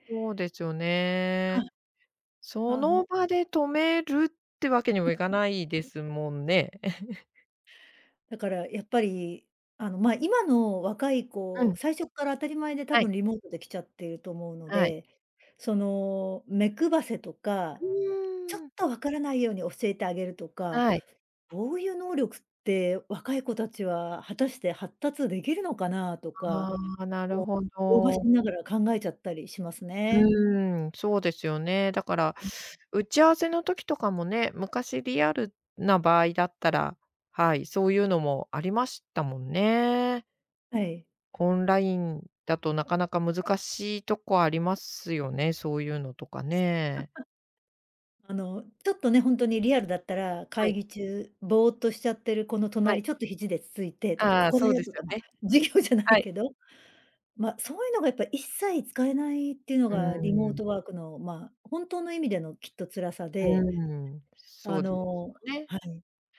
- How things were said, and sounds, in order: other background noise; chuckle; laughing while speaking: "授業じゃないけど"
- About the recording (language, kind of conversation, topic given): Japanese, podcast, リモートワークで一番困ったことは何でしたか？